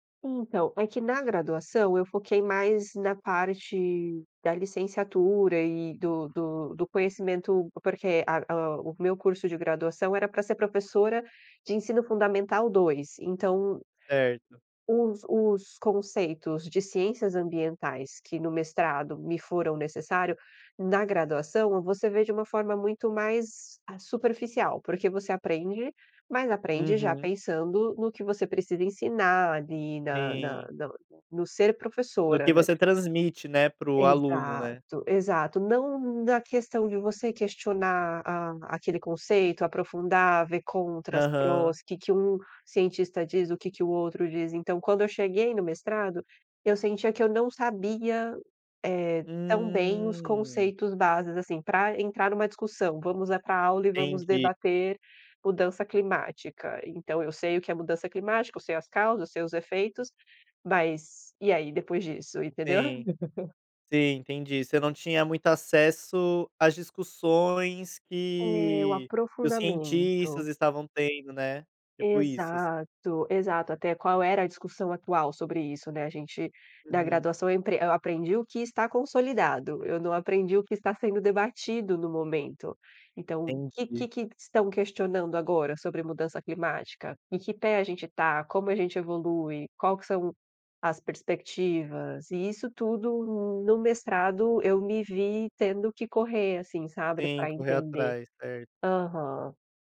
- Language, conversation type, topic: Portuguese, podcast, O que você faz quando o perfeccionismo te paralisa?
- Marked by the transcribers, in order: laugh